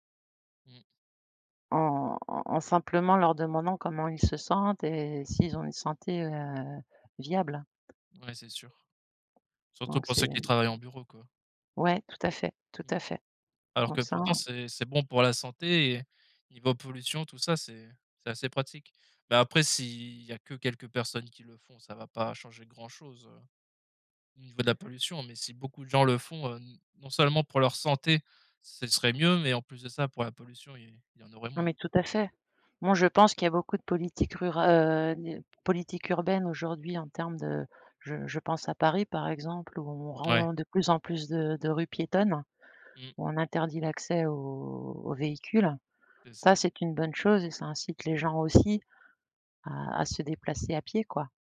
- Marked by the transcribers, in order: tapping; other background noise
- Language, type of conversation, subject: French, unstructured, Quels sont les bienfaits surprenants de la marche quotidienne ?